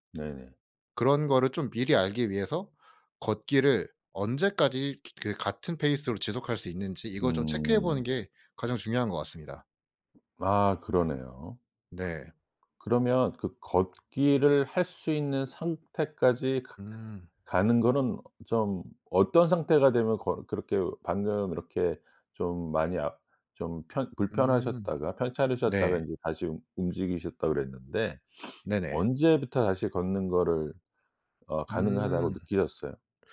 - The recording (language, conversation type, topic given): Korean, podcast, 회복 중 운동은 어떤 식으로 시작하는 게 좋을까요?
- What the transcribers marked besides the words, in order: other background noise; tapping; sniff